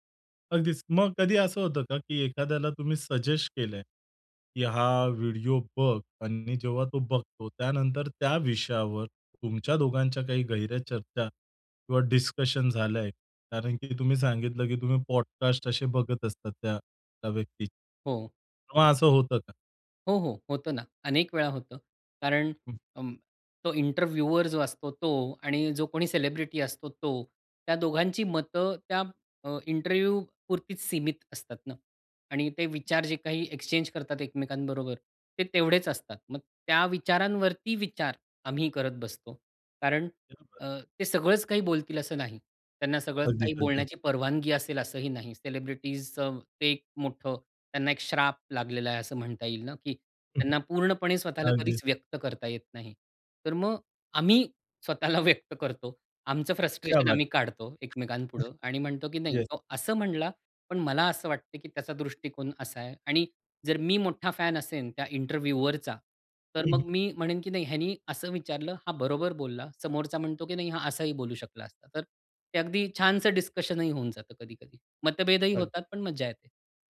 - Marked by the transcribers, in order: in English: "सजेस्ट"; in English: "डिस्कशन"; in English: "पॉडकास्ट"; in English: "इंटरव्यूअर"; in English: "इंटरव्ह्यू"; in English: "एक्सचेंज"; other background noise; in Hindi: "क्या बात है!"; in English: "सेलिब्रिटीजचं"; chuckle; laughing while speaking: "स्वतःला व्यक्त करतो"; in English: "फ्रस्ट्रेशन"; in Hindi: "क्या बात है!"; chuckle; in English: "फॅन"; in English: "इंटरव्युवरचा"; in English: "डिस्कशनही"
- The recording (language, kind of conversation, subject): Marathi, podcast, चाहत्यांचे गट आणि चाहत संस्कृती यांचे फायदे आणि तोटे कोणते आहेत?